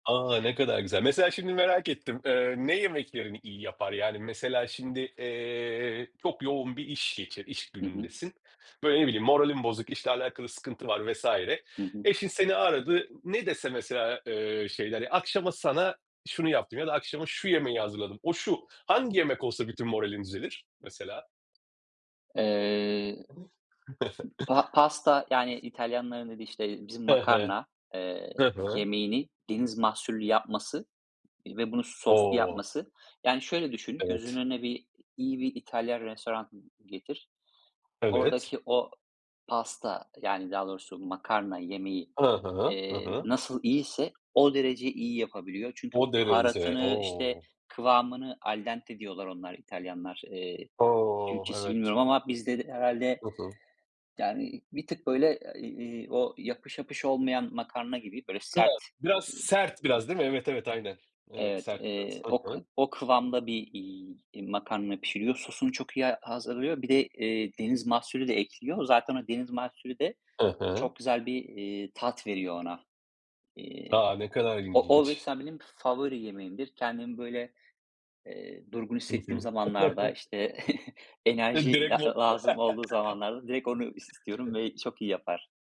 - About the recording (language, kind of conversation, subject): Turkish, podcast, Eşler arasında iş bölümü nasıl adil bir şekilde belirlenmeli?
- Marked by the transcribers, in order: other background noise; tapping; unintelligible speech; chuckle; in Italian: "al dente"; unintelligible speech; chuckle; unintelligible speech; chuckle